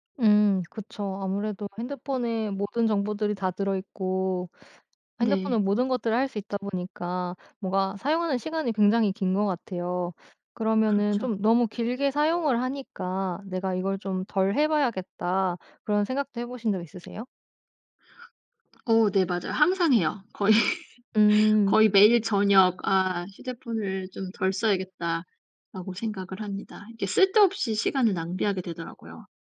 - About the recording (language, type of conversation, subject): Korean, podcast, 휴대폰 없이도 잘 집중할 수 있나요?
- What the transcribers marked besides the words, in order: other background noise; tapping; laughing while speaking: "거의"